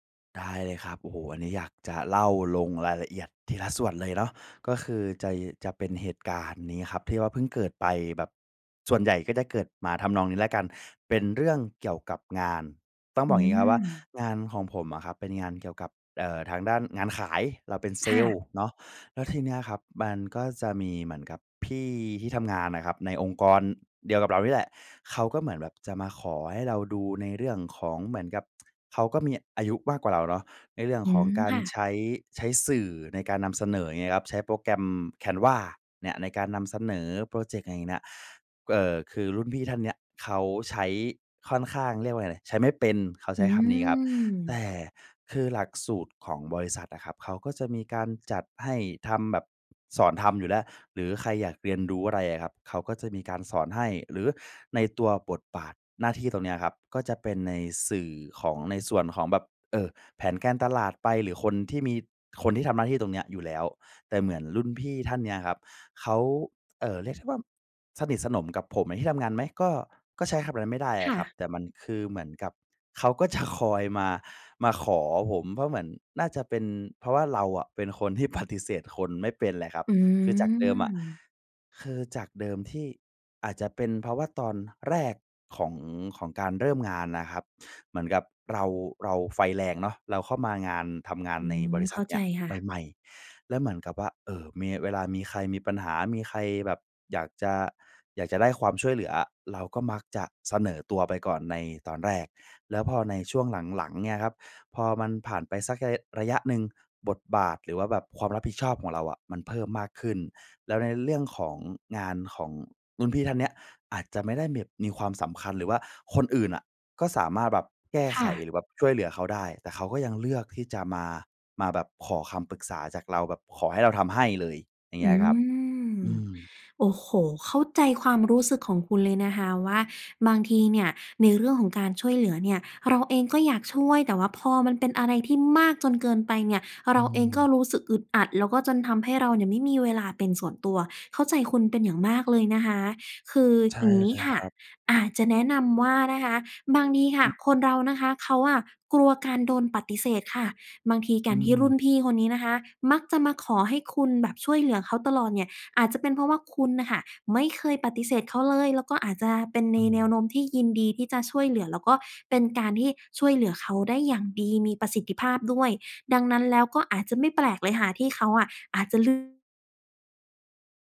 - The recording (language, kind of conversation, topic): Thai, advice, คุณมักตอบตกลงทุกคำขอจนตารางแน่นเกินไปหรือไม่?
- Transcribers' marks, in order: drawn out: "พี่"; tsk; tapping; laughing while speaking: "ปฏิเสธ"